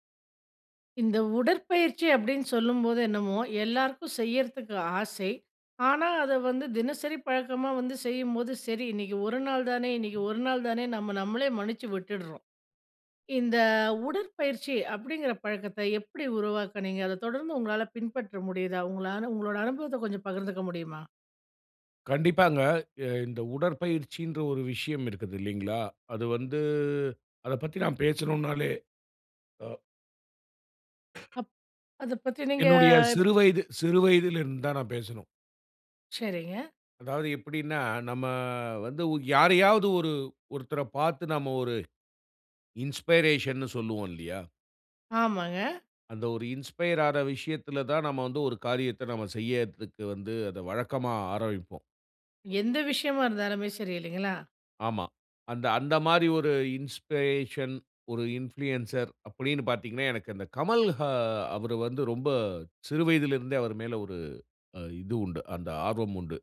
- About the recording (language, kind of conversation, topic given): Tamil, podcast, உங்கள் உடற்பயிற்சி பழக்கத்தை எப்படி உருவாக்கினீர்கள்?
- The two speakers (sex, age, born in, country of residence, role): female, 40-44, India, India, host; male, 45-49, India, India, guest
- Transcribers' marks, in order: drawn out: "வந்து"; grunt; other background noise; in English: "இன்ஸ்பைரேஷன்னு"; in English: "இன்ஸ்பயர்"; in English: "இன்ஸ்பிரேஷன்"; in English: "இன்ஃபுளியன்சர்"